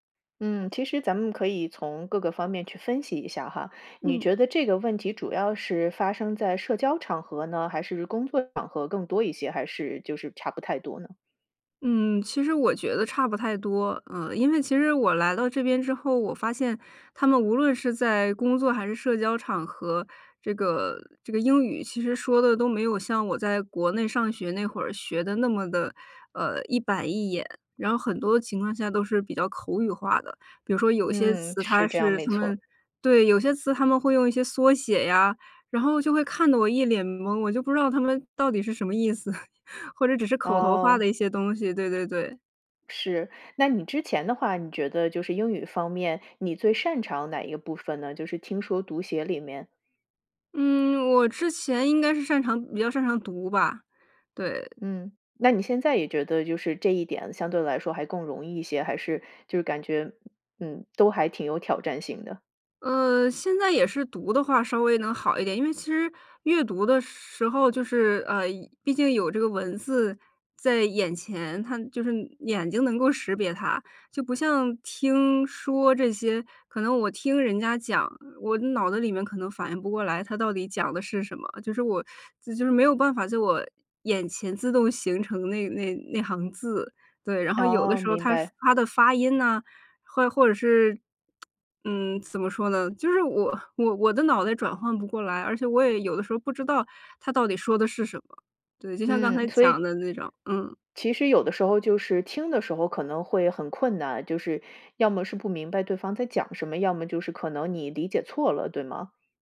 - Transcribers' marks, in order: chuckle; tapping; tsk; other background noise
- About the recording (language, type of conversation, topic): Chinese, advice, 语言障碍如何在社交和工作中给你带来压力？